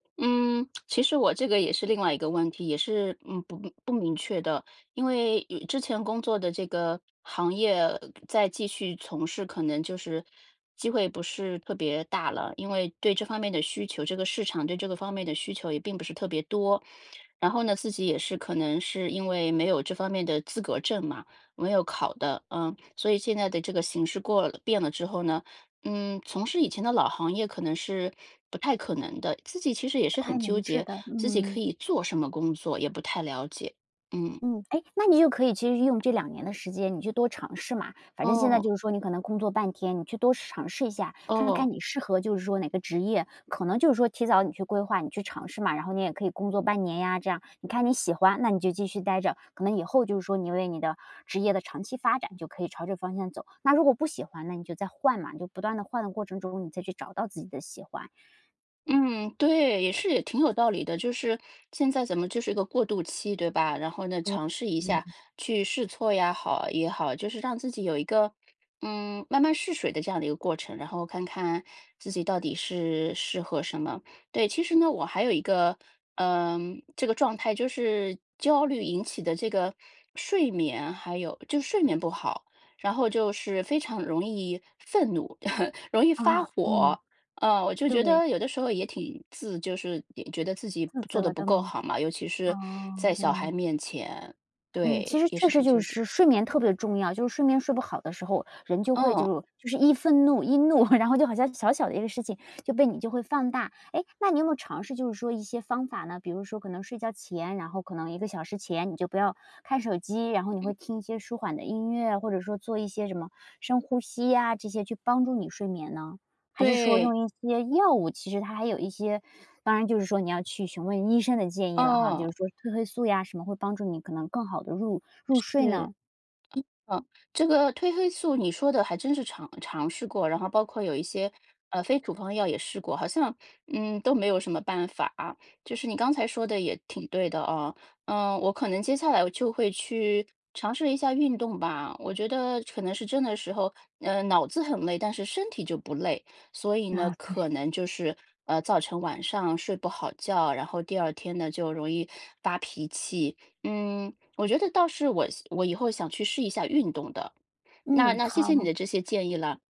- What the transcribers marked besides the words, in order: lip smack; chuckle; laughing while speaking: "啊"; chuckle; other background noise; laughing while speaking: "哦"
- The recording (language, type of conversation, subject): Chinese, advice, 你长期感到精力枯竭和倦怠的情况是怎样的？